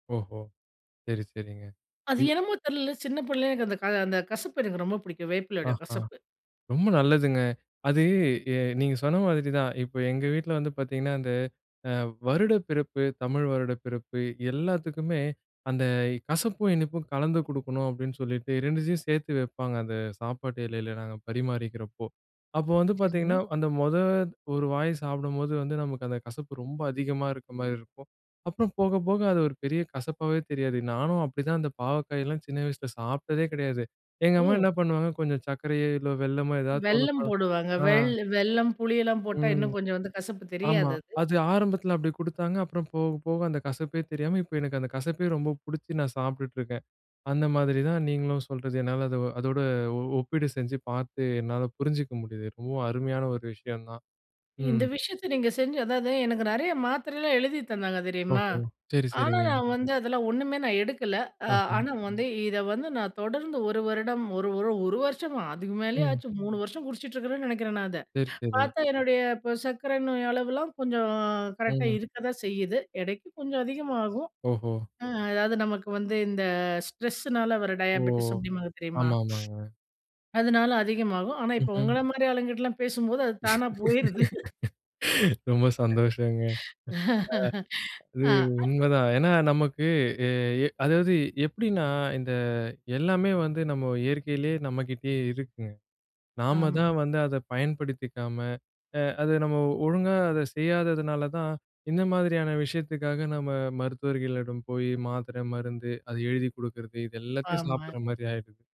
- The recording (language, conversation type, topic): Tamil, podcast, குணமடைய உதவும் ஒரு தினசரி பழக்கத்தை நீங்கள் எப்படி உருவாக்குவீர்கள்?
- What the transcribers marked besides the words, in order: tapping; "புள்ளைலருந்து" said as "புள்ளைங்குறது"; drawn out: "கொஞ்சம்"; in English: "ஸ்ட்ரெஸ்ஸுனால"; in English: "டயாபெட்டிஸ்"; laugh; laughing while speaking: "தானா போயிருது!"; other noise; laugh